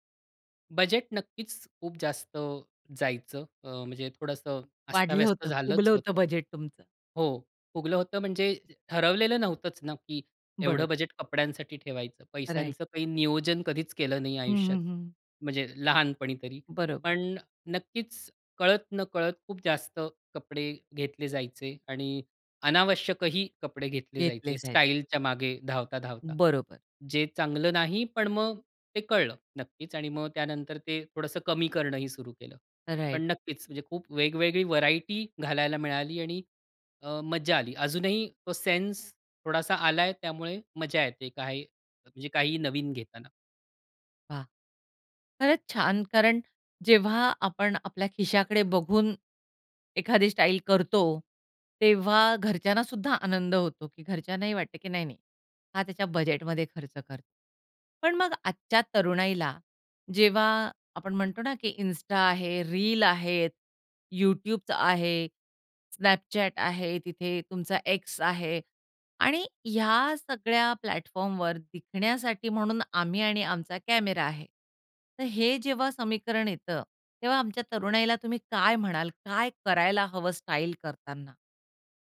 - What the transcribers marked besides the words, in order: other background noise; in English: "राइट"; in English: "राइट"; tapping; in English: "प्लॅटफॉर्मवर"; "दिसण्यासाठी" said as "दिखण्यासाठी"
- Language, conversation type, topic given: Marathi, podcast, तुझी शैली आयुष्यात कशी बदलत गेली?